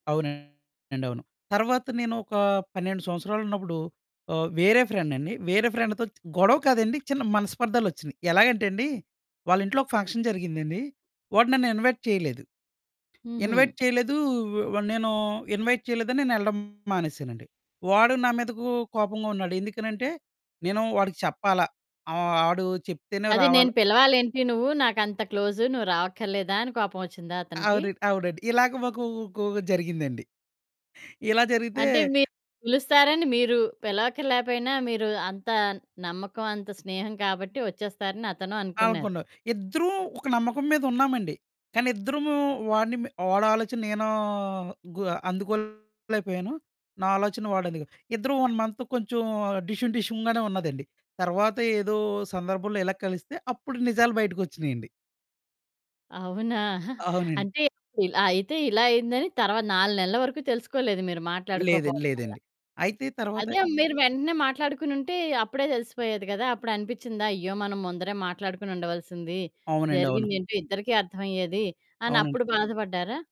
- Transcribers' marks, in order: distorted speech; in English: "ఫంక్షన్"; in English: "ఇన్వైట్"; static; tapping; in English: "ఇన్వైట్"; in English: "ఇన్వైట్"; in English: "వన్ మంత్"; giggle; other background noise
- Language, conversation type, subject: Telugu, podcast, గొడవల తర్వాత మళ్లీ నమ్మకాన్ని ఎలా తిరిగి సాధించుకోవాలి?